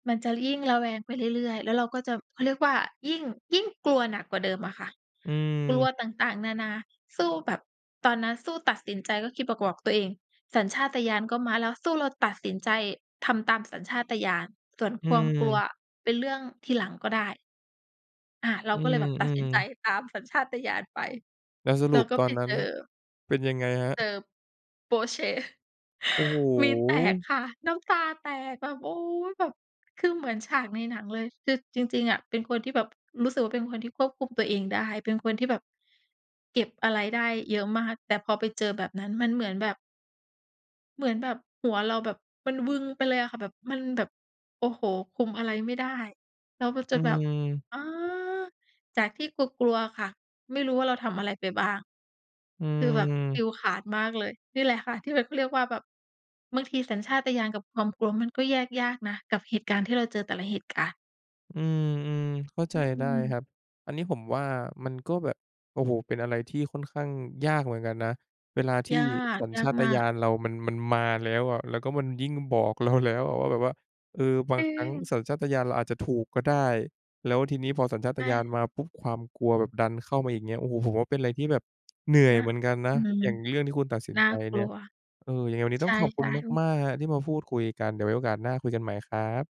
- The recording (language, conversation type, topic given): Thai, podcast, คุณแยกแยะระหว่างสัญชาตญาณกับความกลัวอย่างไร?
- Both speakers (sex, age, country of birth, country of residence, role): female, 35-39, Thailand, Thailand, guest; male, 20-24, Thailand, Thailand, host
- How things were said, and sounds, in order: other background noise; stressed: "ยิ่ง"; "ความ" said as "ควม"; stressed: "มา"; stressed: "ถูก"; tapping; stressed: "เหนื่อย"